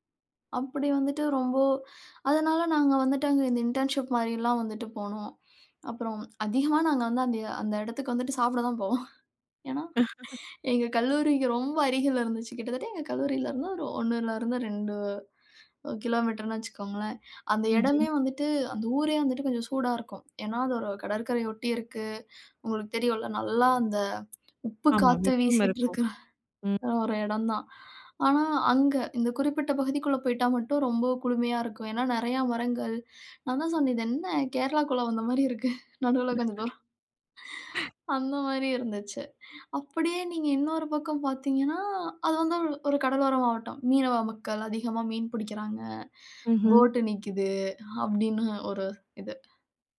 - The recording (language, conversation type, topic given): Tamil, podcast, சுற்றுலா இடம் அல்லாமல், மக்கள் வாழ்வை உணர்த்திய ஒரு ஊரைப் பற்றி நீங்கள் கூற முடியுமா?
- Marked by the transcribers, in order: chuckle; laughing while speaking: "போவோம். ஏன்னா எங்கள் கல்லூரிக்கு ரொம்ப அருகில இருந்துச்சு"; chuckle; unintelligible speech; laugh; other background noise